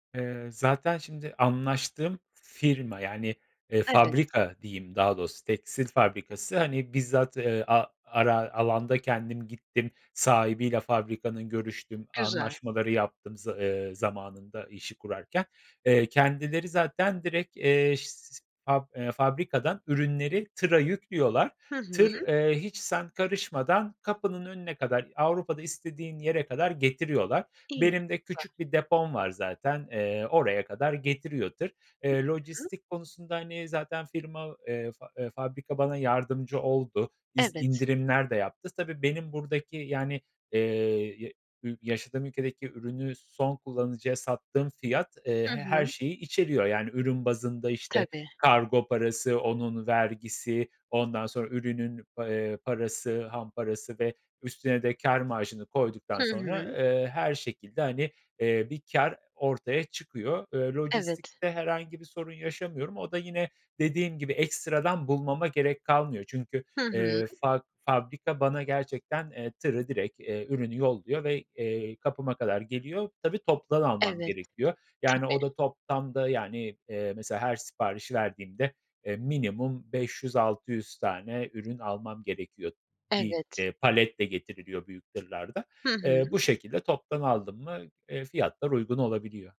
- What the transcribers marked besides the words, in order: "doğrusu" said as "dosu"
- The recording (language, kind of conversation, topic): Turkish, podcast, Kendi işini kurmayı hiç düşündün mü? Neden?